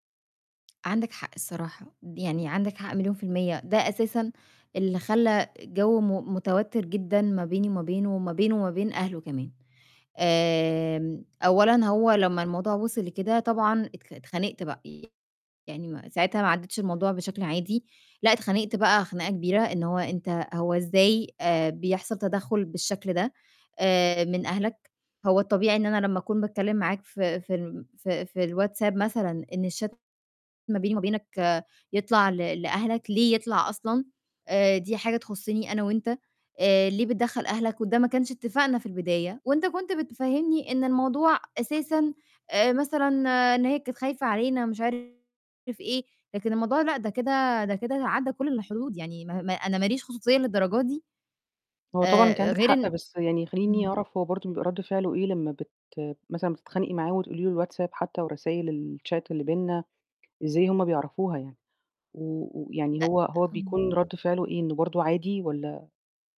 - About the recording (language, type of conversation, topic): Arabic, advice, إزاي أتعامل مع التوتر بيني وبين أهل شريكي بسبب تدخلهم في قراراتنا الخاصة؟
- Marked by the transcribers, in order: other background noise; in English: "الchat"; distorted speech; in English: "الchat"